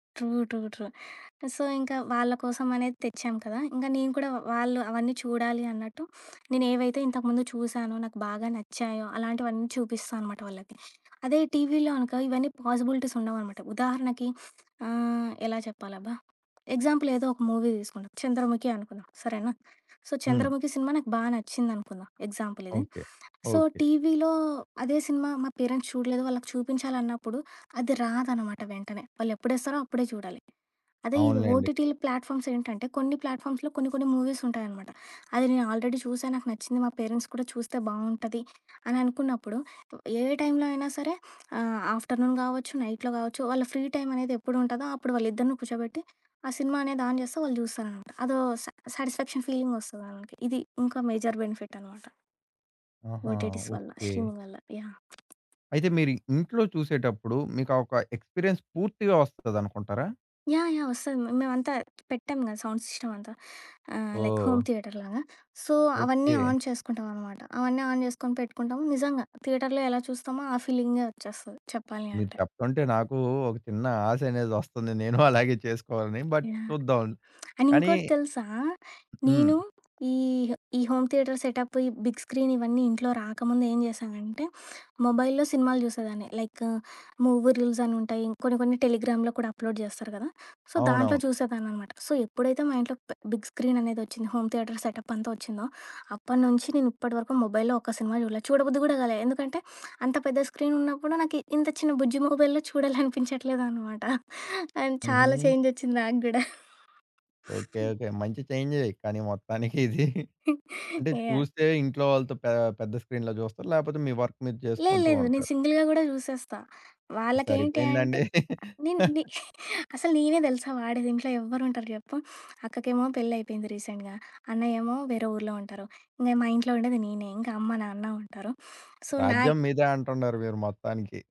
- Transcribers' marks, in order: in English: "ట్రూ, ట్రూ, ట్రూ. సో"; tapping; other background noise; in English: "పాజిబిలిటీస్"; in English: "ఎగ్జాంపుల్"; in English: "మూవీ"; in English: "సో"; in English: "ఎగ్జాంపుల్"; in English: "సో"; in English: "పేరెంట్స్"; in English: "ప్లాట్‌ఫా‌మ్స్"; in English: "ప్లాట్‌ఫా‌మ్స్‌లో"; in English: "మూవీస్"; in English: "ఆల్రెడీ"; in English: "పేరెంట్స్"; in English: "ఆఫ్ట్‌ర్‌నున్"; in English: "నైట్‌లో"; in English: "ఫ్రీ టైమ్"; in English: "ఆన్"; in English: "సా సాటిస్ఫాక్షన్ ఫీలింగ్"; in English: "మేజర్ బెనిఫిట్"; in English: "ఓటి‌టిస్"; in English: "స్ట్రీమింగ్"; in English: "ఎక్స్‌పిరియన్స్"; in English: "సౌండ్ సిస్షమ్"; in English: "లైక్ హోమ్ థియేటర్‌లా‌గా. సో"; in English: "ఆన్"; in English: "ఆన్"; in English: "థియేటర్‌లో"; laughing while speaking: "అలాగే చేసుకోవాలని"; lip smack; in English: "ఆండ్"; in English: "బట్"; in English: "హోమ్ థియేటర్ సెటప్"; in English: "బిగ్ స్క్రీన్"; in English: "మొబైల్‌లో"; in English: "లైక్ మూవీ రూల్స్"; in English: "టెలిగ్రామ్‌లో"; in English: "అప్లోడ్"; in English: "సో"; in English: "సో"; in English: "బిగ్ స్క్రీన్"; in English: "హోమ్ థియేటర్ సెటప్"; in English: "మొబైల్‌లో"; in English: "స్క్రీన్"; in English: "మొబైల్‌లో"; laughing while speaking: "చూడాలనిపించట్లేదన్నమాట"; in English: "ఆండ్"; in English: "చేంజ్"; chuckle; sniff; chuckle; in English: "స్క్రీన్‌లో"; in English: "వర్క్"; in English: "సింగిల్‌గా"; chuckle; in English: "రీసెంట్‌గా"; in English: "సో"
- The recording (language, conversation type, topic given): Telugu, podcast, స్ట్రీమింగ్ షోస్ టీవీని ఎలా మార్చాయి అనుకుంటారు?